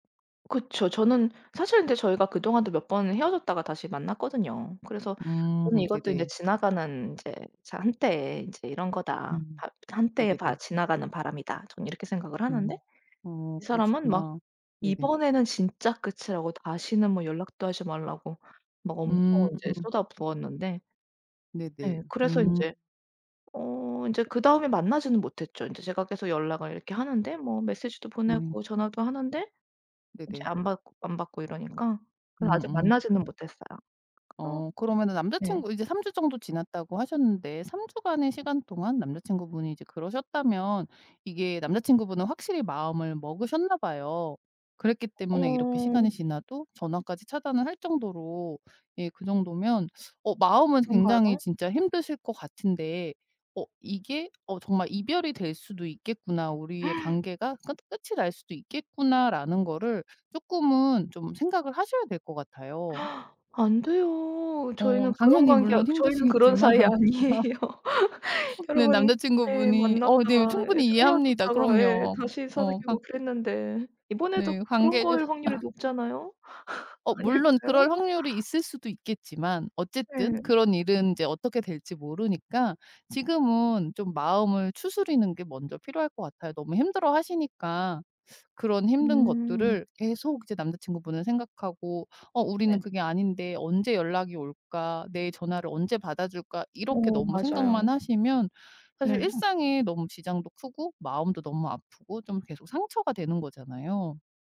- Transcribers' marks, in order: tapping; other background noise; gasp; gasp; laughing while speaking: "힘드시겠지만"; laughing while speaking: "아니에요"; laugh; laughing while speaking: "관계를"; laughing while speaking: "아닐까요?"; teeth sucking
- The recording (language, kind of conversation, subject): Korean, advice, SNS에서 전 연인의 새 연애를 보고 상처받았을 때 어떻게 해야 하나요?